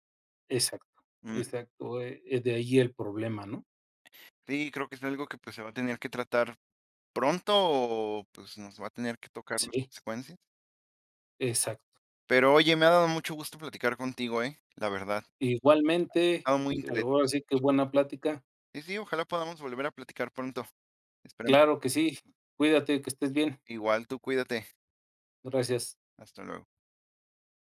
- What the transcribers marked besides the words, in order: other background noise; other noise
- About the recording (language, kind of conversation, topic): Spanish, unstructured, ¿Cómo crees que la tecnología ha mejorado tu vida diaria?
- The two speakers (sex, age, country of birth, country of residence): female, 20-24, Mexico, Mexico; male, 50-54, Mexico, Mexico